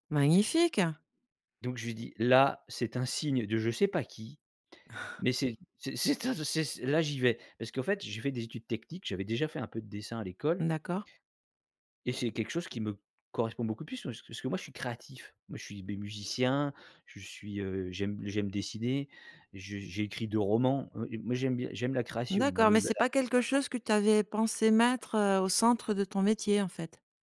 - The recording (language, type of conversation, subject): French, podcast, Pouvez-vous raconter un échec qui s’est transformé en opportunité ?
- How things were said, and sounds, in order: stressed: "créatif"; unintelligible speech